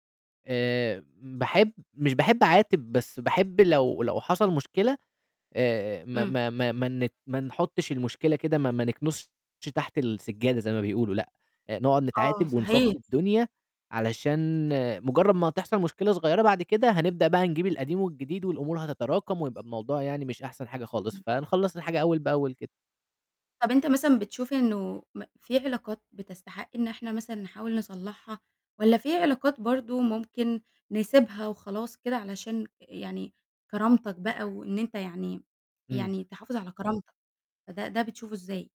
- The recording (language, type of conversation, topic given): Arabic, podcast, إيه اللي ممكن يخلّي المصالحة تكمّل وتبقى دايمة مش تهدئة مؤقتة؟
- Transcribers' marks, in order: distorted speech; static; tapping; other noise